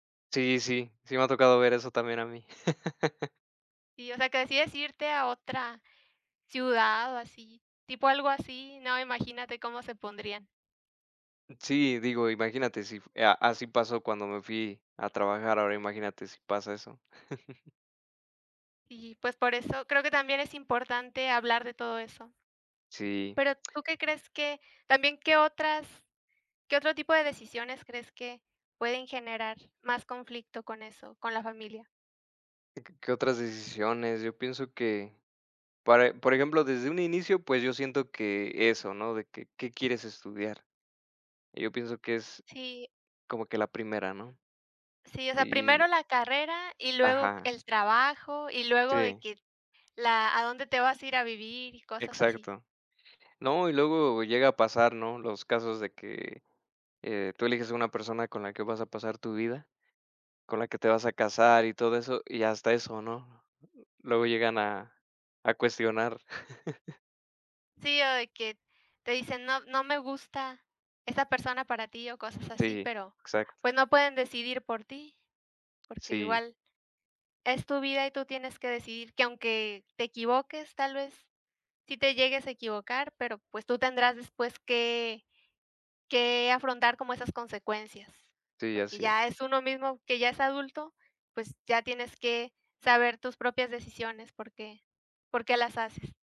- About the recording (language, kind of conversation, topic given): Spanish, unstructured, ¿Cómo reaccionas si un familiar no respeta tus decisiones?
- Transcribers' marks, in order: chuckle; chuckle; chuckle